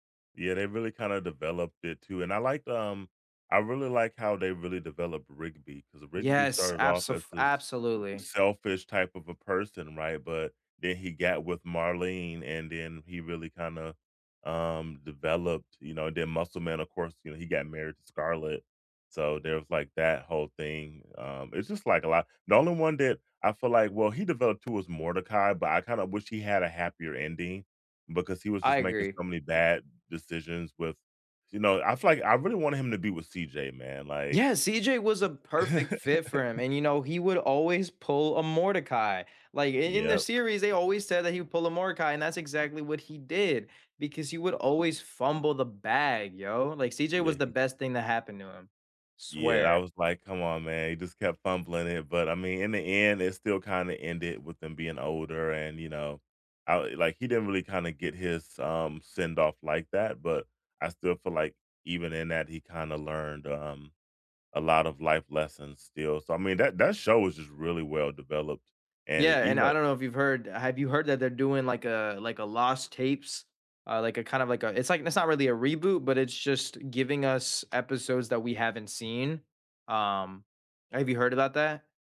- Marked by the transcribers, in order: other background noise; laugh; stressed: "did"; tapping
- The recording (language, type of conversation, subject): English, unstructured, Which nostalgic cartoons shaped your childhood, and which lines do you still quote today?
- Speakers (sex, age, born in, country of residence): male, 18-19, United States, United States; male, 35-39, United States, United States